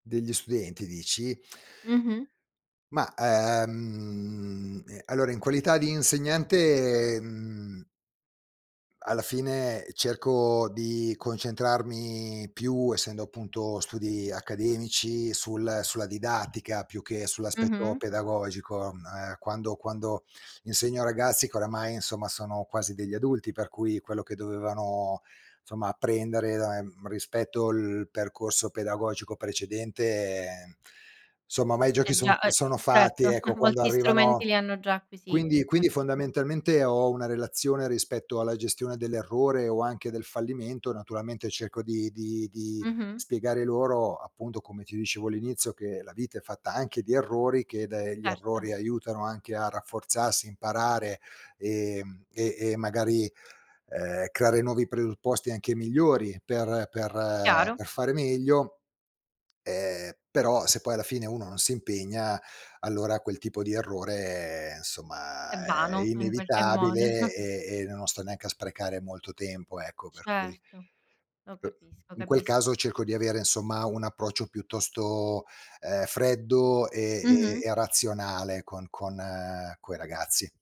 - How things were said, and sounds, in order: tsk; other background noise; "insomma" said as "nsomma"; laughing while speaking: "molti"; unintelligible speech; "insomma" said as "nsomma"; chuckle
- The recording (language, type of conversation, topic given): Italian, podcast, Che ruolo hanno gli errori nel tuo apprendimento?